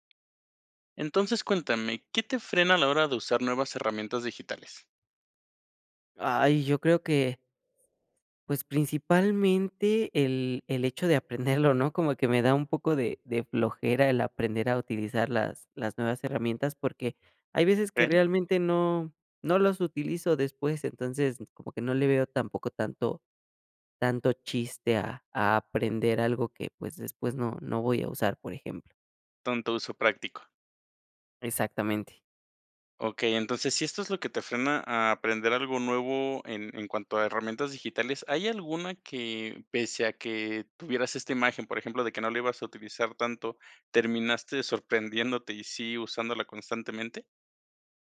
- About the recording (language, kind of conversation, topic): Spanish, podcast, ¿Qué te frena al usar nuevas herramientas digitales?
- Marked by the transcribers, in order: none